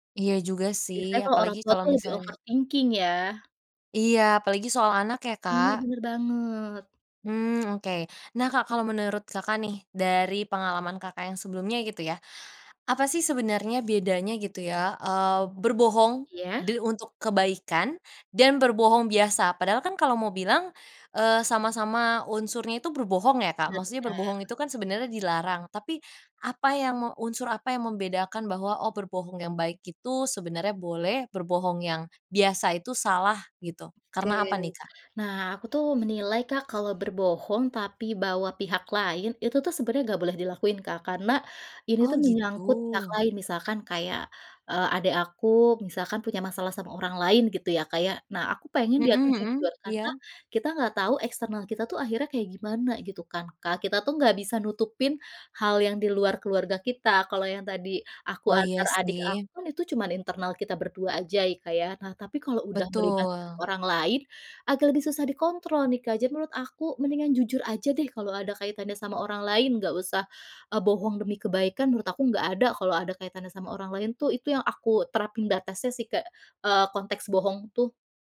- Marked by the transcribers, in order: in English: "overthinking"; other background noise
- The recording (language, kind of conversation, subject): Indonesian, podcast, Apa pendapatmu tentang kebohongan demi kebaikan dalam keluarga?